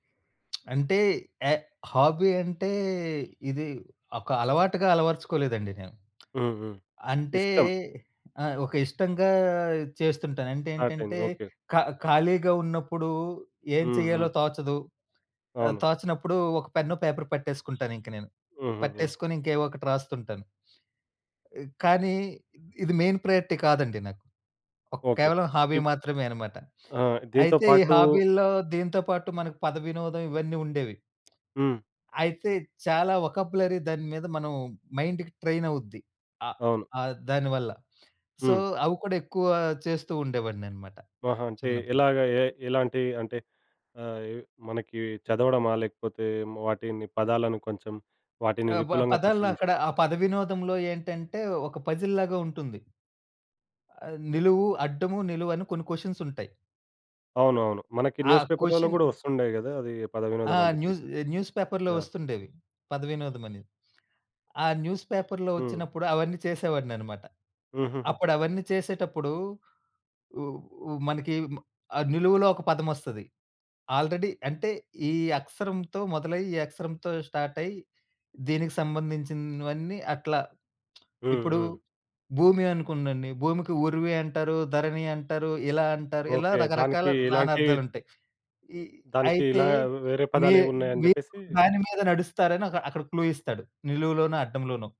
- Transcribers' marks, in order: lip smack; in English: "హాబీ"; lip smack; in English: "స్టార్ట్"; horn; in English: "మెయిన్ ప్రయారిటీ"; in English: "హాబీ"; tapping; in English: "వొకాబులరీ"; in English: "మైండ్‌కి ట్రైన్"; in English: "సో"; other background noise; in English: "పజిల్"; in English: "క్వషన్స్"; in English: "న్యూస్"; in English: "క్వషన్"; in English: "న్యూస్ పేపర్‌లో"; in English: "న్యూస్ పేపర్‌లో"; in English: "ఆల్రెడీ"; in English: "స్టార్ట్"; lip smack; in English: "క్లూ"
- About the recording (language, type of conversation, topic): Telugu, podcast, ఒక అభిరుచిని మీరు ఎలా ప్రారంభించారో చెప్పగలరా?